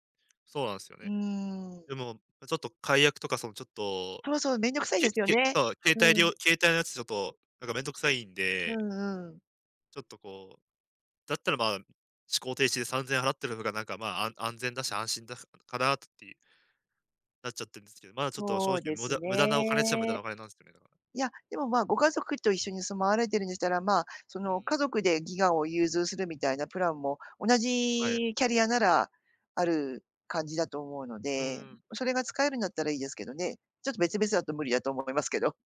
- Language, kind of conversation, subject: Japanese, advice, 定期購読が多すぎて何を解約するか迷う
- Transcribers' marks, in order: none